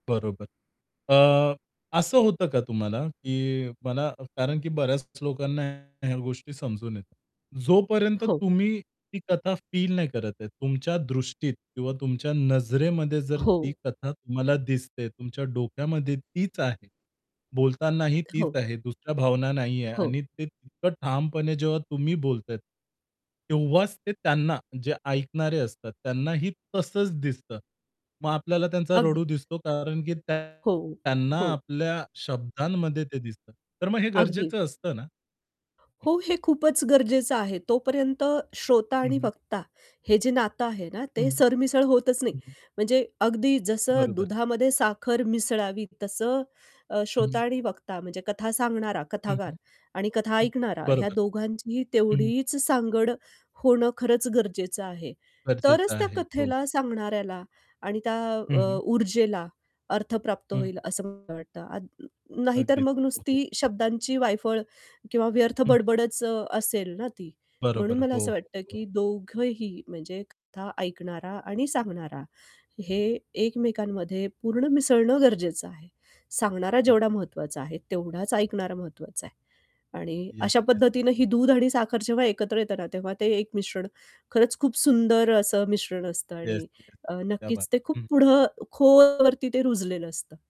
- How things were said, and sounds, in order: distorted speech; other background noise; other noise; tapping; in Hindi: "क्या बात"
- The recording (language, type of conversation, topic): Marathi, podcast, कथा सांगण्याची तुमची आवड कशी निर्माण झाली?